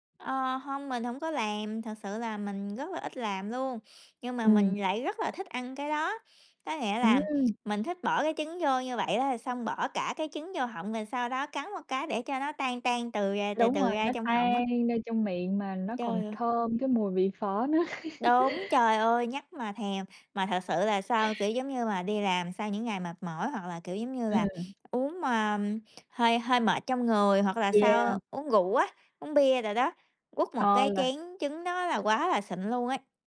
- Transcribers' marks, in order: tapping; laugh; other background noise
- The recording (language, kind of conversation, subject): Vietnamese, unstructured, Bạn đã học nấu phở như thế nào?